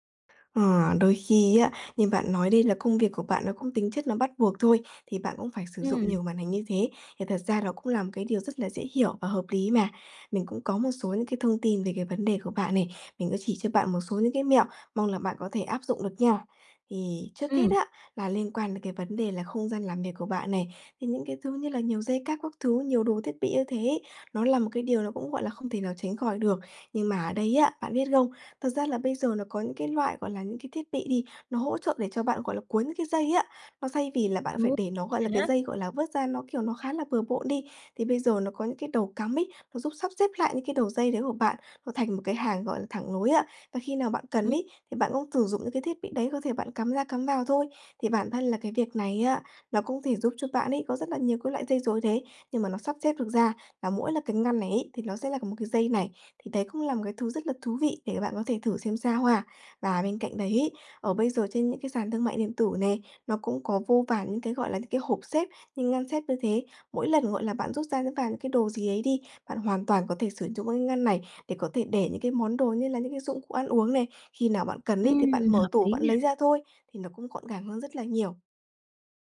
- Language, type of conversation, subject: Vietnamese, advice, Làm thế nào để điều chỉnh không gian làm việc để bớt mất tập trung?
- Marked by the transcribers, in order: tapping; other background noise; unintelligible speech; "sử" said as "xuyển"